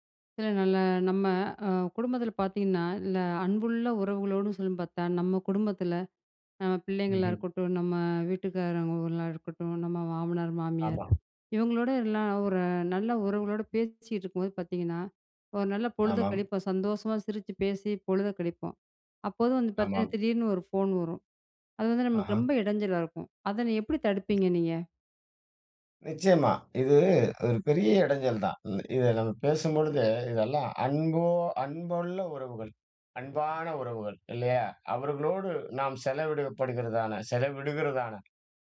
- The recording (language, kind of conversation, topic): Tamil, podcast, அன்புள்ள உறவுகளுடன் நேரம் செலவிடும் போது கைபேசி இடைஞ்சலை எப்படித் தவிர்ப்பது?
- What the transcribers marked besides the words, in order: "சொல்லி" said as "சொல்லின்"; tapping; unintelligible speech